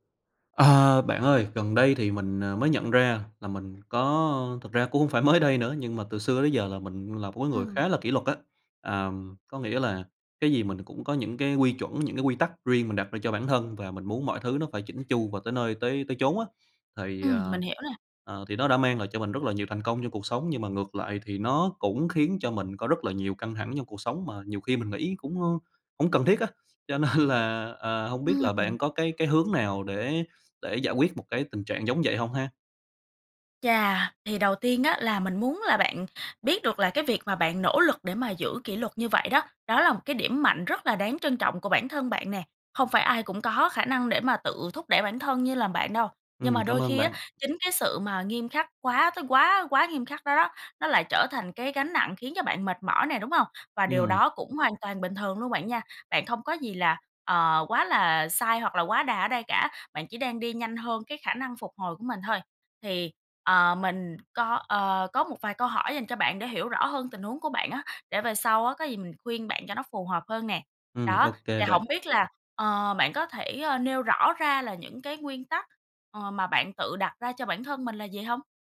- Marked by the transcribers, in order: laughing while speaking: "mới"; tapping; other background noise; laughing while speaking: "nên"
- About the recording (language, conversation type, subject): Vietnamese, advice, Bạn đang tự kỷ luật quá khắt khe đến mức bị kiệt sức như thế nào?